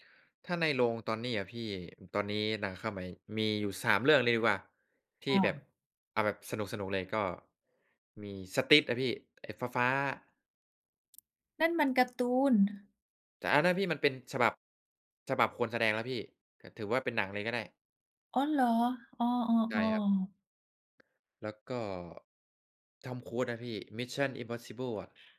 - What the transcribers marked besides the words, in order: none
- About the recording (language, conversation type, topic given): Thai, unstructured, อะไรทำให้ภาพยนตร์บางเรื่องชวนให้รู้สึกน่ารังเกียจ?